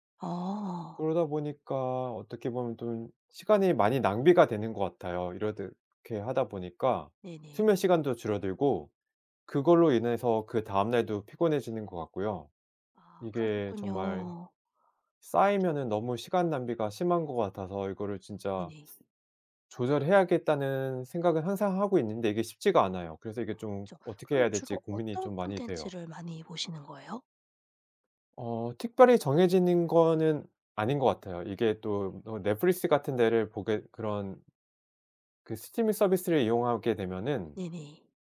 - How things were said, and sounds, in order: other background noise
- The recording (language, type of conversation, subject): Korean, advice, 스마트폰과 미디어 사용을 조절하지 못해 시간을 낭비했던 상황을 설명해 주실 수 있나요?